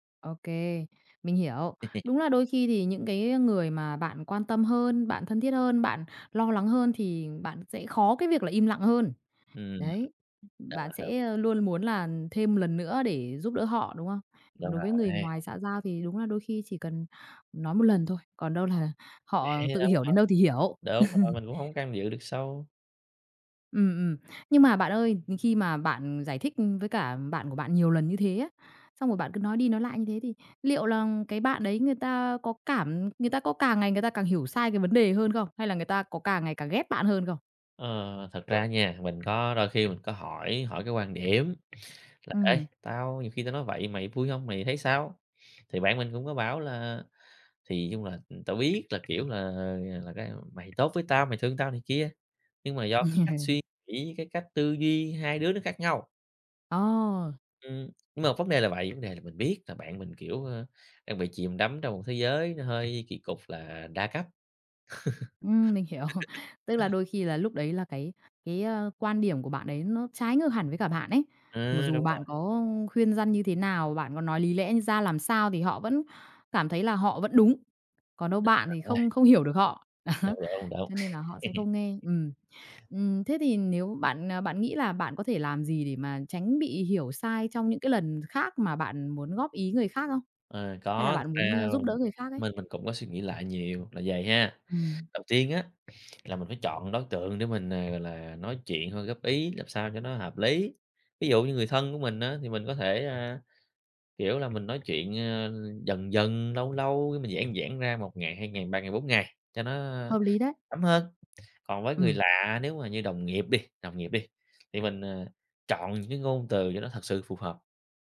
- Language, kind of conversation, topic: Vietnamese, podcast, Bạn nên làm gì khi người khác hiểu sai ý tốt của bạn?
- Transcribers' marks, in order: laugh; other noise; unintelligible speech; chuckle; tapping; other background noise; sniff; laugh; laughing while speaking: "hiểu"; laugh; unintelligible speech; laughing while speaking: "Đó"; laugh